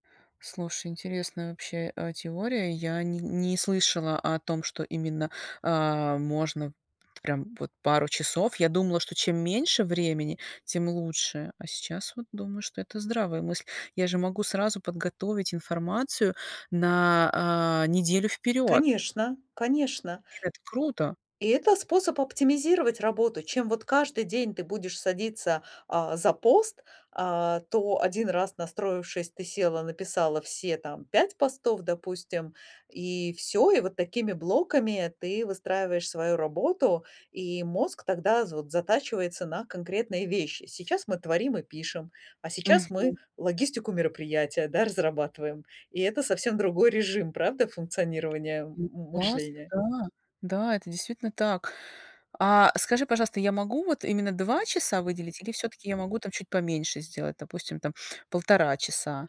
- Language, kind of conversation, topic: Russian, advice, Как лучше распределять временные блоки, чтобы каждый день сбалансировать работу и отдых?
- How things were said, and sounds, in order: tapping; other background noise